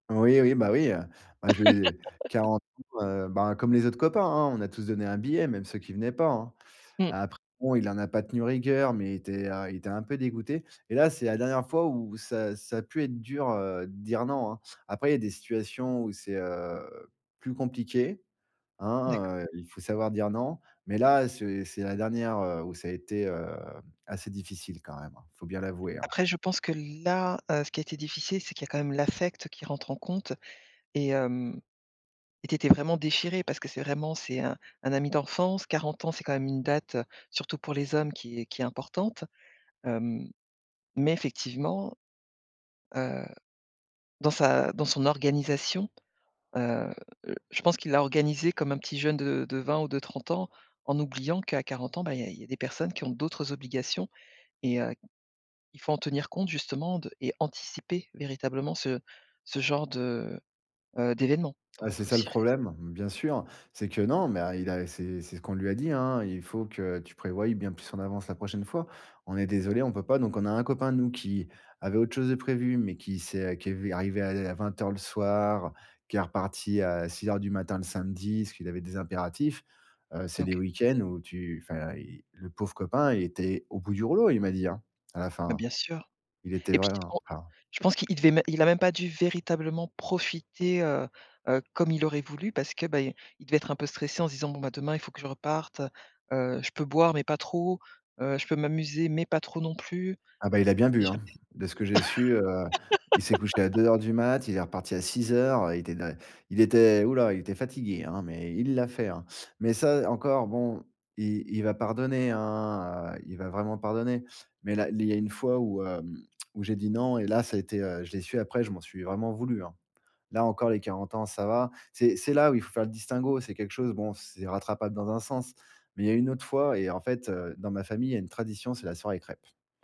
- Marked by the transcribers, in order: laugh; other background noise; tapping; "prévoies" said as "prévoyes"; stressed: "profiter"; unintelligible speech; laugh
- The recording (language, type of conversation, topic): French, podcast, Comment dire non à un ami sans le blesser ?